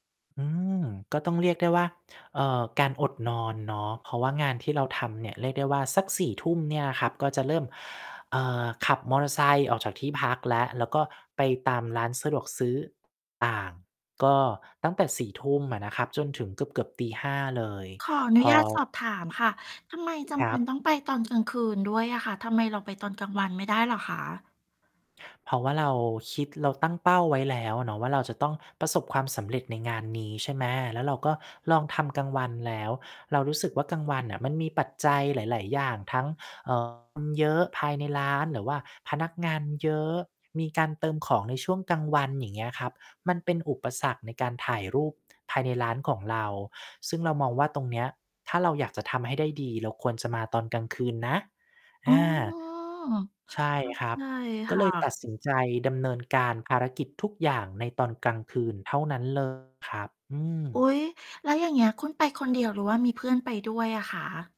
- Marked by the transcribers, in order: distorted speech; drawn out: "อ๋อ"
- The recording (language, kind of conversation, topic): Thai, podcast, คุณคิดว่าต้องแลกอะไรบ้างเพื่อให้ประสบความสำเร็จ?